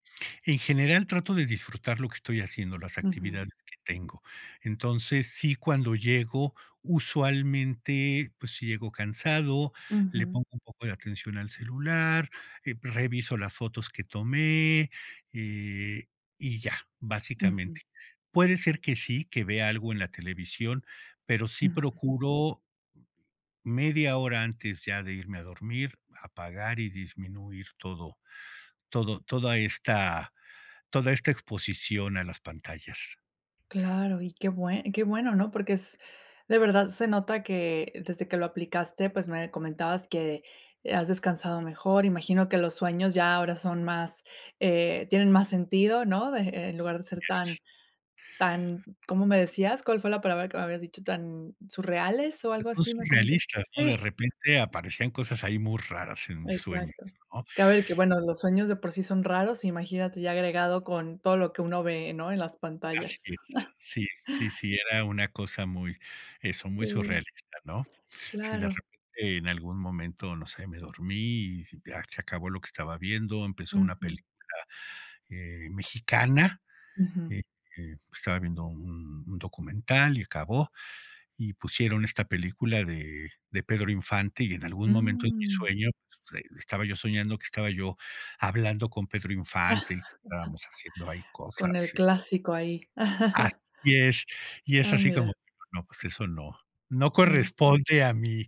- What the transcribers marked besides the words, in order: tapping; unintelligible speech; other background noise; other noise; in English: "Yes"; chuckle; chuckle; chuckle
- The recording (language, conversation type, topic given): Spanish, podcast, ¿Cómo desconectas de las pantallas por la noche?